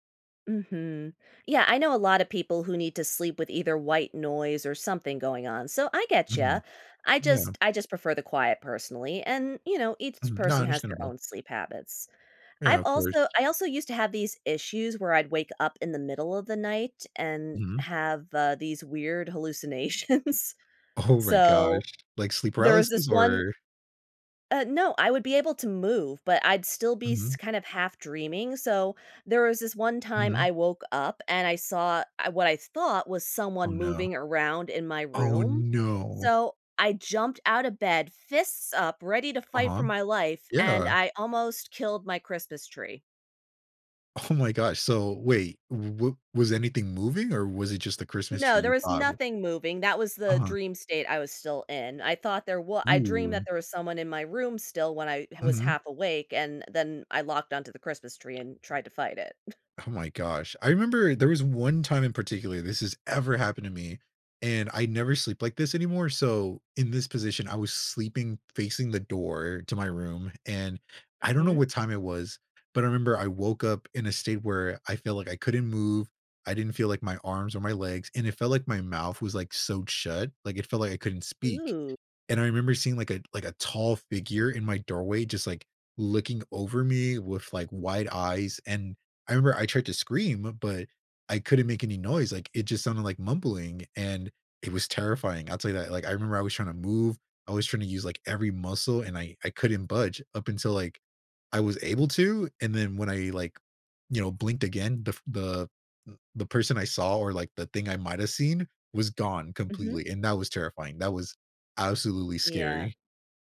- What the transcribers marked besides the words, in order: laughing while speaking: "hallucinations"; laughing while speaking: "Oh"; laughing while speaking: "Oh"; tapping; chuckle; stressed: "ever"
- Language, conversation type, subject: English, unstructured, How can I use better sleep to improve my well-being?